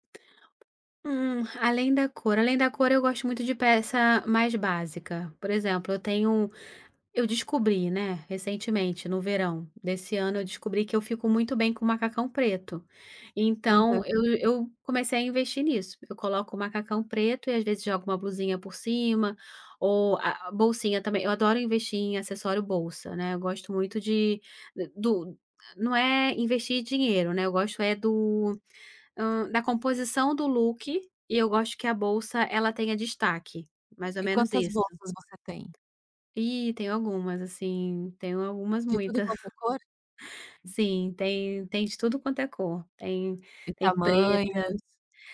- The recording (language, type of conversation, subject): Portuguese, podcast, Que roupa te faz sentir protegido ou seguro?
- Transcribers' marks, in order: tapping; in English: "look"; chuckle